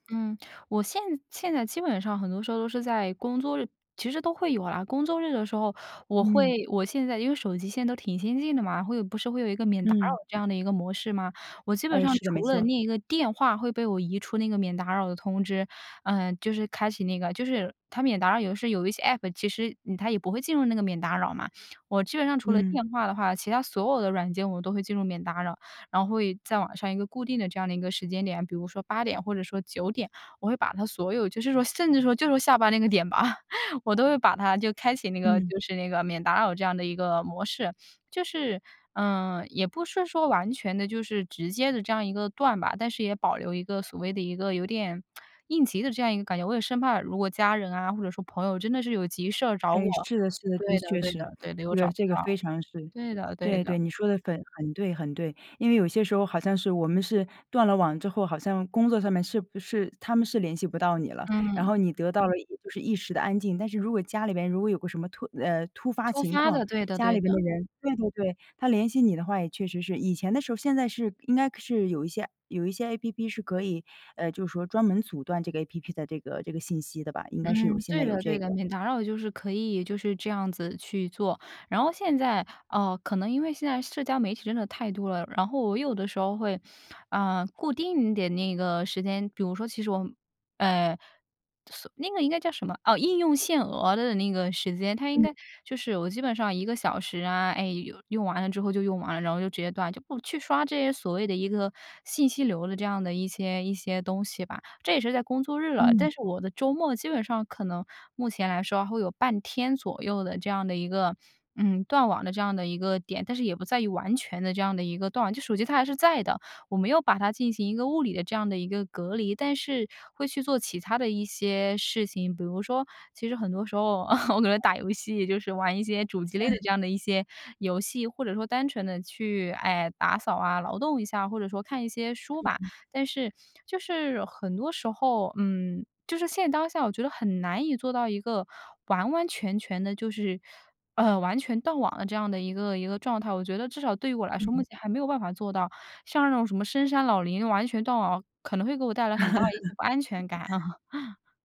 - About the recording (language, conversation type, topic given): Chinese, podcast, 你会安排固定的断网时间吗？
- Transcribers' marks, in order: laughing while speaking: "点吧"; chuckle; tsk; laughing while speaking: "哦，我可能打游戏"; laugh; laughing while speaking: "啊"; chuckle